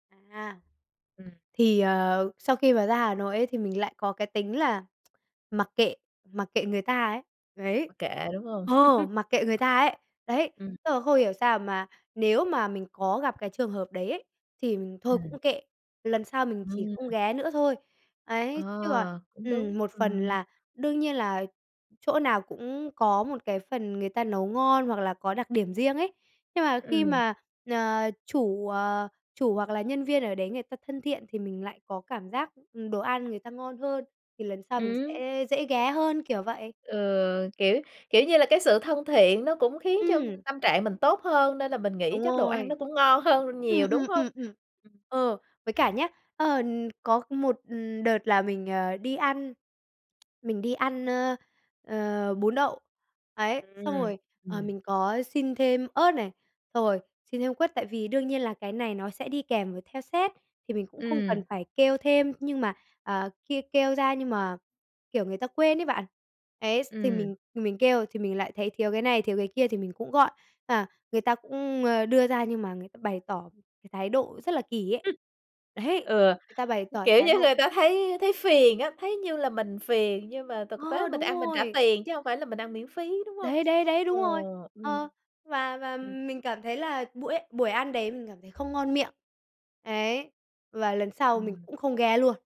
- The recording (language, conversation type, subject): Vietnamese, podcast, Bạn đã lần đầu phải thích nghi với văn hoá ở nơi mới như thế nào?
- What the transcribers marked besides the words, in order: tapping; laugh; in English: "set"; scoff